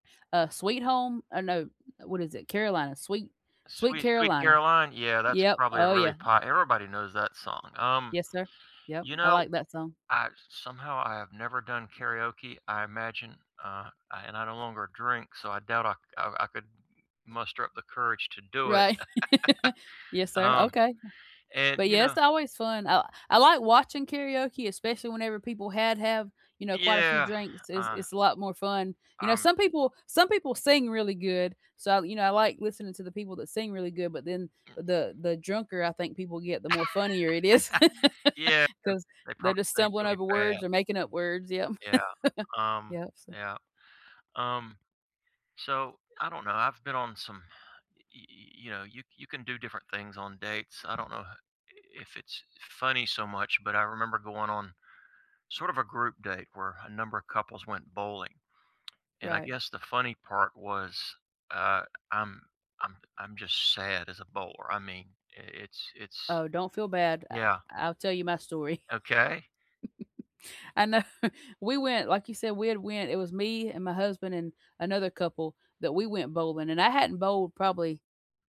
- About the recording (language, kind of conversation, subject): English, unstructured, What is a funny or surprising date experience you’ve had?
- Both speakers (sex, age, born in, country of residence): female, 45-49, United States, United States; male, 60-64, United States, United States
- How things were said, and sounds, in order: other background noise; laugh; laugh; laugh; chuckle; tsk; chuckle